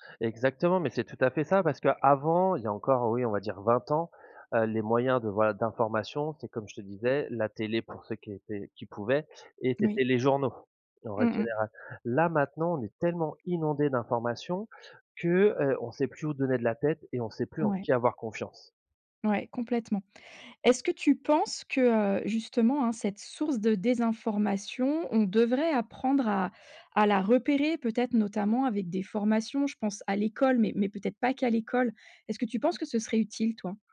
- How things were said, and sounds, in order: stressed: "inondé"; tapping
- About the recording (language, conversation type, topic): French, podcast, Comment repères-tu si une source d’information est fiable ?